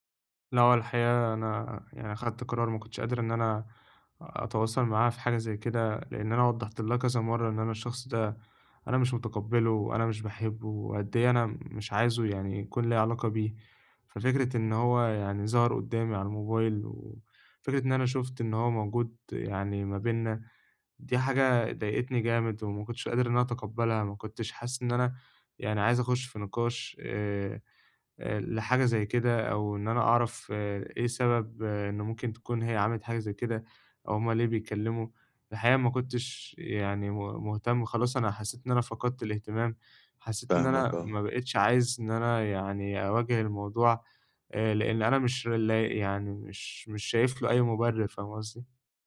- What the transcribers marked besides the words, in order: none
- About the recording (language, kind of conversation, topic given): Arabic, advice, إزاي أتعلم أتقبل نهاية العلاقة وأظبط توقعاتي للمستقبل؟